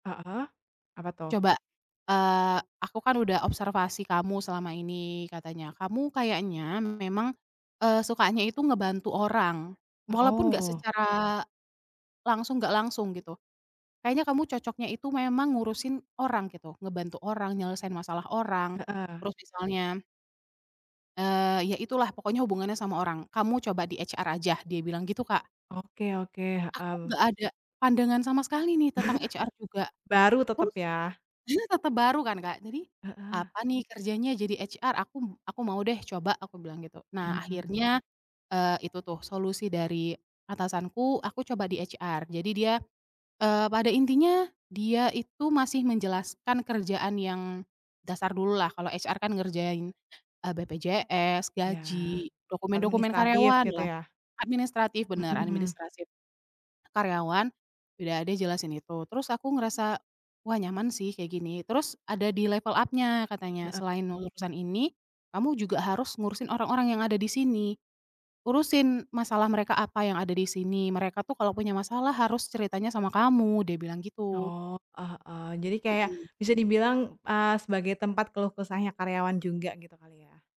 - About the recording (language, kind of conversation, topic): Indonesian, podcast, Pernahkah kamu mengalami kelelahan kerja berlebihan, dan bagaimana cara mengatasinya?
- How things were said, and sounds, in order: in English: "HR"; chuckle; in English: "HR"; unintelligible speech; in English: "HR?"; other background noise; in English: "HR"; in English: "HR"; tapping; "administrasi" said as "animidistrasi"; in English: "level up-nya"